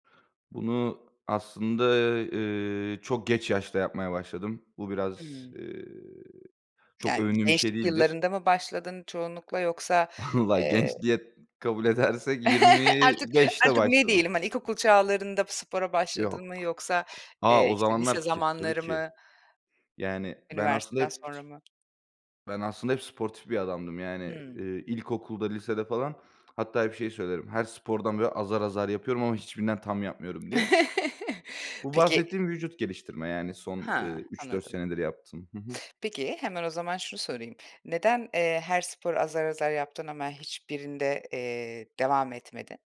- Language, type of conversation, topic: Turkish, podcast, Sporu günlük rutinine nasıl dahil ediyorsun?
- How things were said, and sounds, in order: laughing while speaking: "Vallahi"; chuckle; tapping; unintelligible speech; chuckle; other background noise